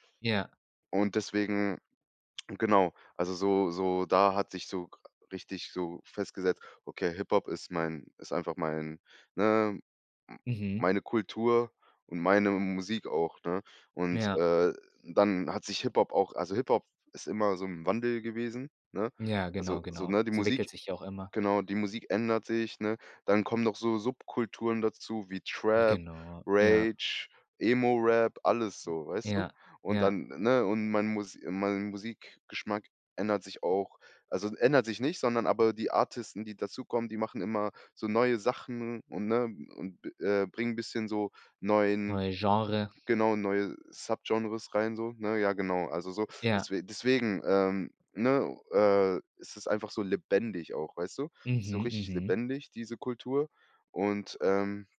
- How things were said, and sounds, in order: other background noise
- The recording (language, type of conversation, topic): German, podcast, Wie hat deine Kultur deinen Musikgeschmack geprägt?